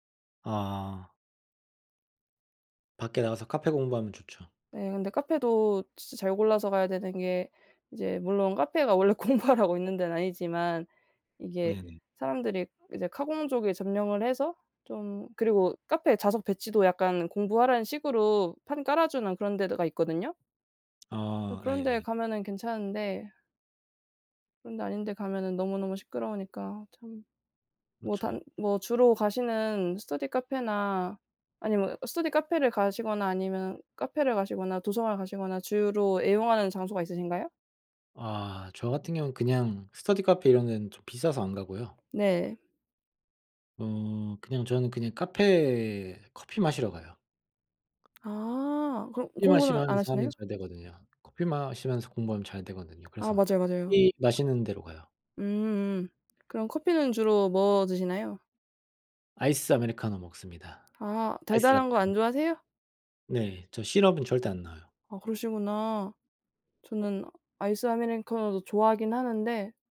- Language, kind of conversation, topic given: Korean, unstructured, 어떻게 하면 공부에 대한 흥미를 잃지 않을 수 있을까요?
- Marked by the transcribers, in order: laughing while speaking: "공부하라고"; tapping; other background noise; background speech